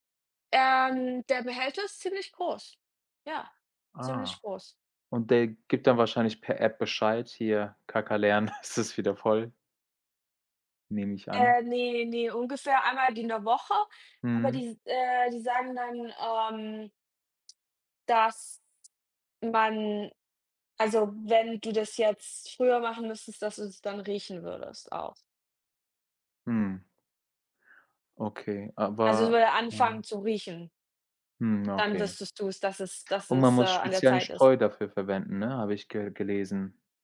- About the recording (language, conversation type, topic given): German, unstructured, Welche wissenschaftliche Entdeckung hat dich glücklich gemacht?
- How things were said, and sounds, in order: chuckle; other background noise